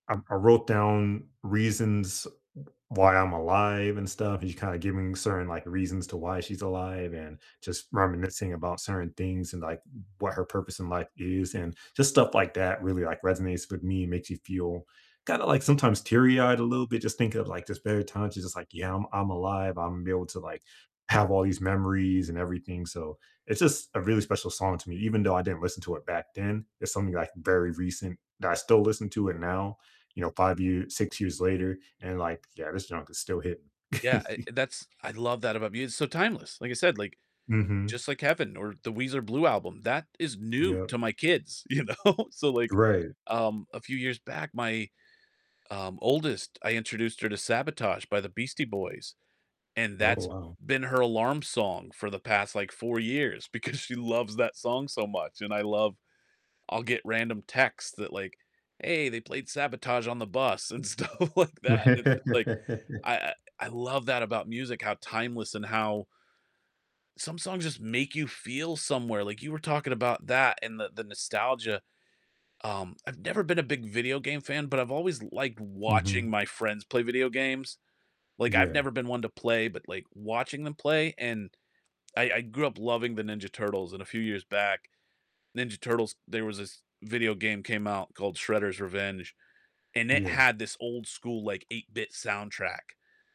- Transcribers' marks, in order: tapping; distorted speech; chuckle; stressed: "new"; laughing while speaking: "you know?"; static; laughing while speaking: "because"; laughing while speaking: "stuff like that"; laugh
- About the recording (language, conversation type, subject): English, unstructured, What song instantly takes you back to a happy time?
- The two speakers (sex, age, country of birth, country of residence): male, 30-34, United States, United States; male, 45-49, United States, United States